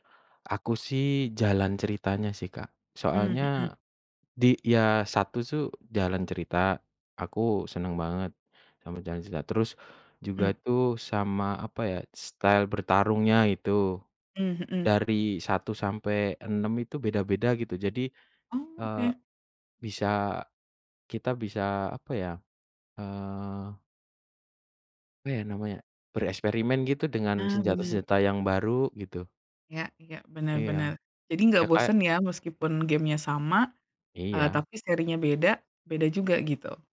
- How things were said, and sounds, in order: in English: "style"
- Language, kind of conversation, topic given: Indonesian, unstructured, Apa yang Anda cari dalam gim video yang bagus?